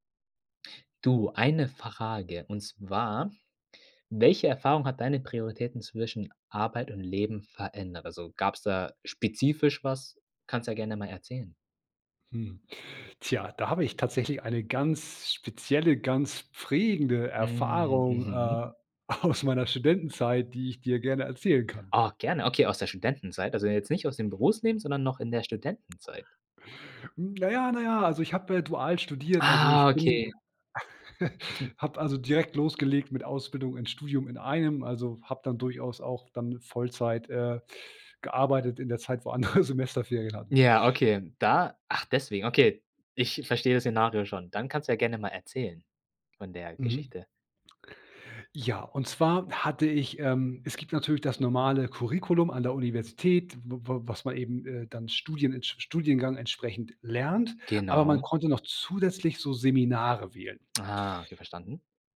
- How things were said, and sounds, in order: "Frage" said as "Farage"; stressed: "prägende"; laughing while speaking: "aus"; giggle; chuckle; laughing while speaking: "andere"
- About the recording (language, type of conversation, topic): German, podcast, Welche Erfahrung hat deine Prioritäten zwischen Arbeit und Leben verändert?